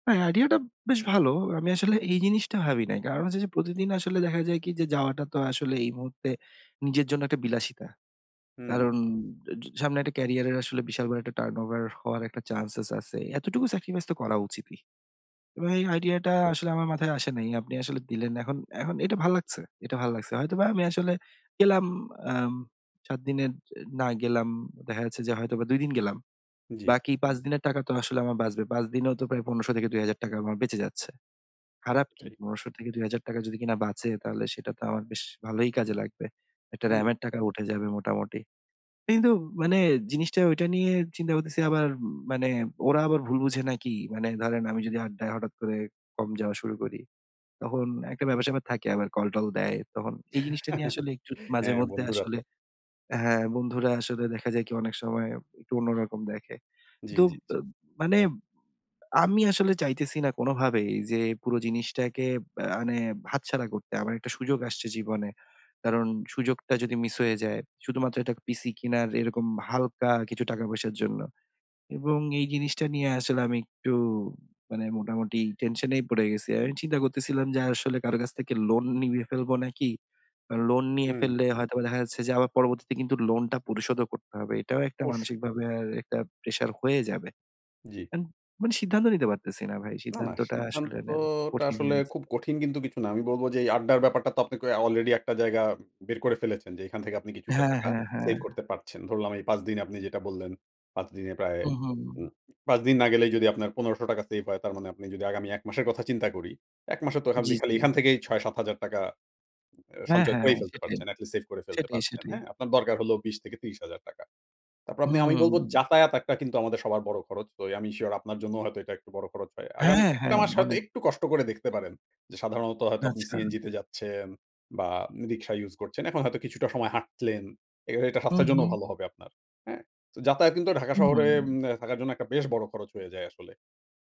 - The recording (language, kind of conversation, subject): Bengali, advice, আপনি বড় কেনাকাটার জন্য টাকা জমাতে পারছেন না কেন?
- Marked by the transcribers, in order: other background noise; chuckle; "মানে" said as "আনে"; tapping; unintelligible speech; blowing